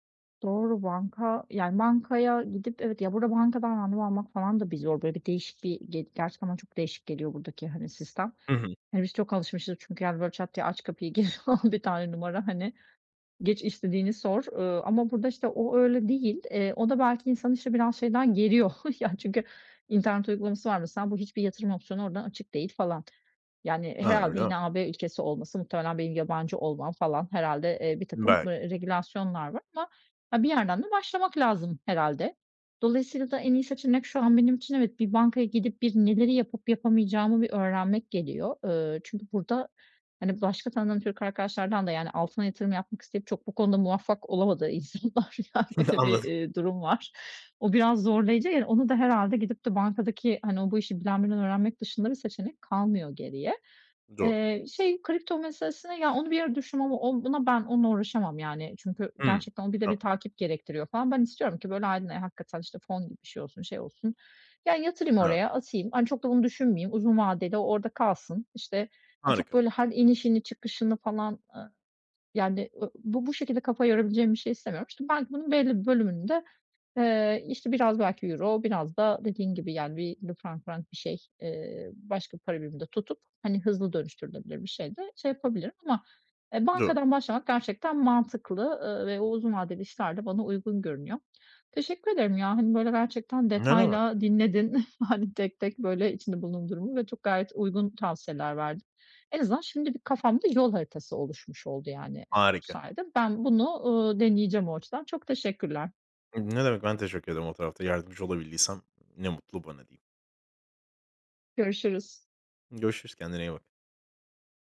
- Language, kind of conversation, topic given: Turkish, advice, Beklenmedik masraflara nasıl daha iyi hazırlanabilirim?
- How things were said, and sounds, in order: other background noise; laughing while speaking: "gir falan"; chuckle; laughing while speaking: "yani çünkü"; laughing while speaking: "insanlar. Ya"; chuckle; laughing while speaking: "Anladım"; unintelligible speech; tapping; chuckle; laughing while speaking: "hani"